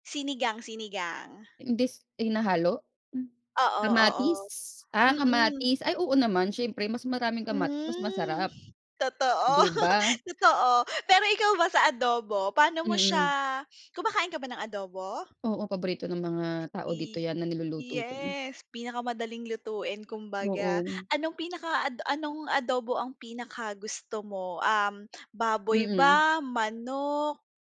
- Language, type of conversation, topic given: Filipino, unstructured, Bakit sa tingin mo mahalaga ang pagkain sa pamilya, at paano mo niluluto ang adobo para masarap?
- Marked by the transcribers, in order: laugh